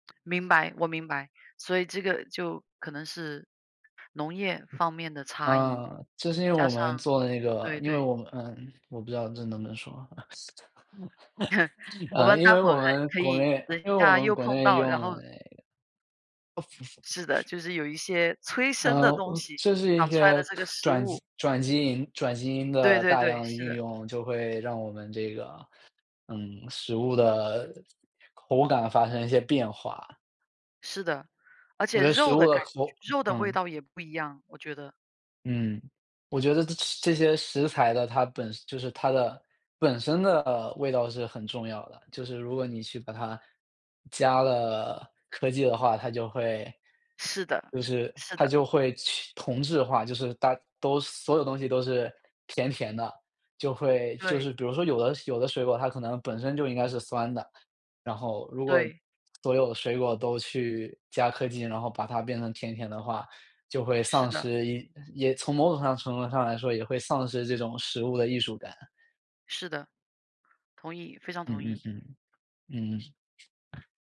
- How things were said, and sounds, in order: other background noise; chuckle; laugh; laugh
- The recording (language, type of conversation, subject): Chinese, unstructured, 在你看来，食物与艺术之间有什么关系？
- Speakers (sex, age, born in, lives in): female, 35-39, China, United States; male, 25-29, China, Netherlands